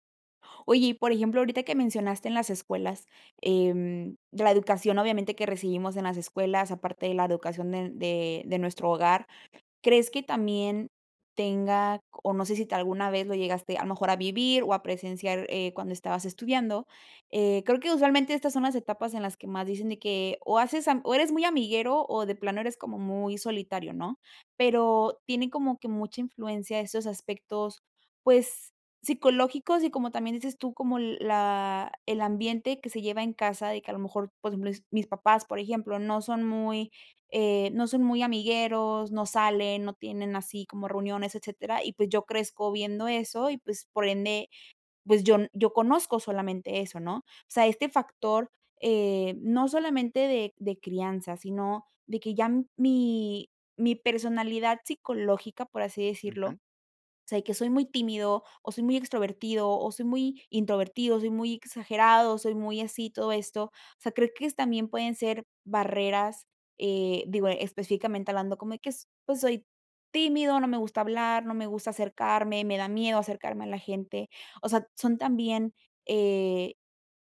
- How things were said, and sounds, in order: none
- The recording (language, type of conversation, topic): Spanish, podcast, ¿Qué barreras impiden que hagamos nuevas amistades?